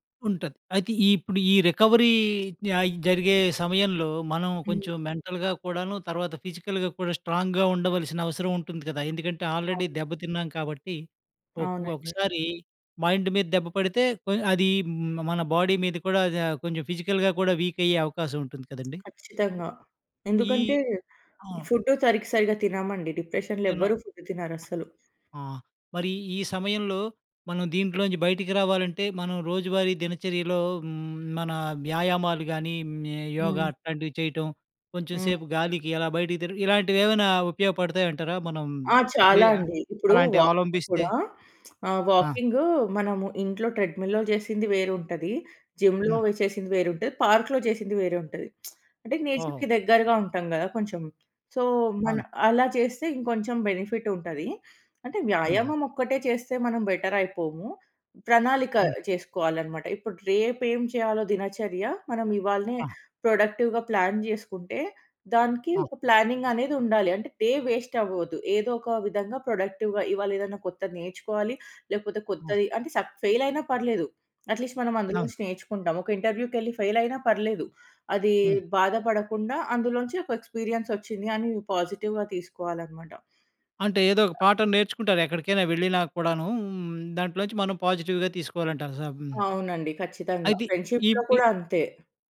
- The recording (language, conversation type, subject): Telugu, podcast, మీ కోలుకునే ప్రయాణంలోని అనుభవాన్ని ఇతరులకు కూడా ఉపయోగపడేలా వివరించగలరా?
- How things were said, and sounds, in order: in English: "రికవరీ"; in English: "మెంటల్‌గా"; in English: "ఫిజికల్‌గా"; in English: "స్ట్రాంగ్‌గా"; in English: "ఆల్రెడీ"; in English: "మైండ్"; in English: "బాడీ"; in English: "ఫిజికల్‌గా"; other background noise; in English: "వీక్"; in English: "డిప్రెషన్‌లో"; in English: "ఫుడ్"; tapping; lip smack; in English: "ట్రెడ్ మిల్‌లో"; in English: "జిమ్‌లో"; in English: "పార్క్‌లో"; lip smack; in English: "నేచర్‌కి"; in English: "సో"; in English: "బెనిఫిట్"; in English: "బెటర్"; in English: "ప్రొడక్టివ్‌గా ప్లాన్"; in English: "ప్లానింగ్"; in English: "డే వేస్ట్"; in English: "ప్రొడక్టివ్‌గా"; in English: "ఫెయిల్"; in English: "అట్‌లీస్ట్"; in English: "ఇంటర్వ్యూకెళ్ళి ఫెయిల్"; in English: "ఎక్స్పీరియన్స్"; in English: "పాజిటివ్‌గా"; in English: "పాజిటివ్‌గా"; in English: "ఫ్రెండ్షీప్‌లో"